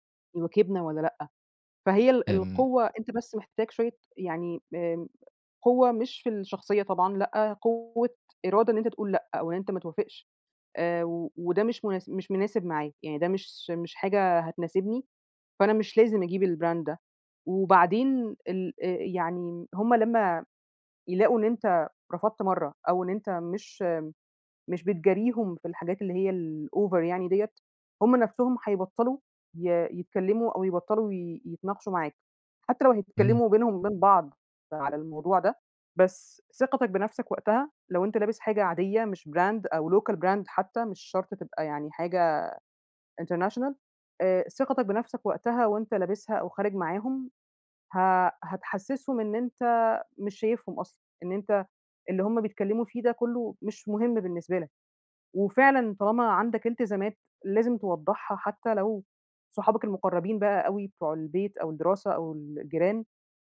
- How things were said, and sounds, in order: in English: "البراند"; in English: "الOver"; in English: "brand"; in English: "local brand"; in English: "international"
- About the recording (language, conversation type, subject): Arabic, advice, إزاي أتعامل مع ضغط صحابي عليّا إني أصرف عشان أحافظ على شكلي قدام الناس؟